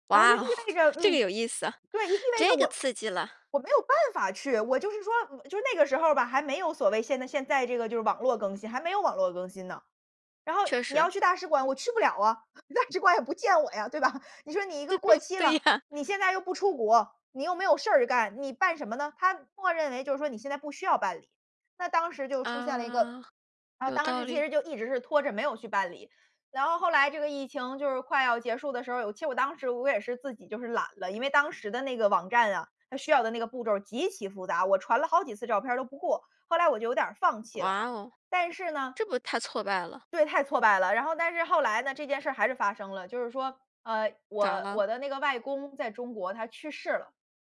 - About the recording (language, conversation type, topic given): Chinese, podcast, 护照快到期或遗失时该怎么办？
- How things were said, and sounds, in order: joyful: "这个刺激了"; laughing while speaking: "也不见我呀，对吧"; chuckle; laughing while speaking: "对呀"